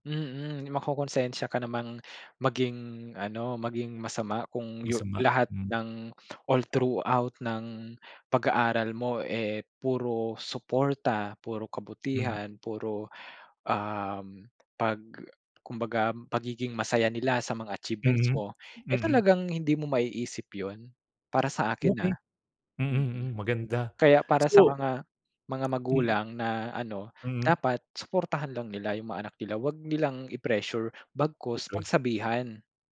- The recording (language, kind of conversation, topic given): Filipino, podcast, Ano ang ginampanang papel ng pamilya mo sa edukasyon mo?
- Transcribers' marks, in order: in English: "all throughout"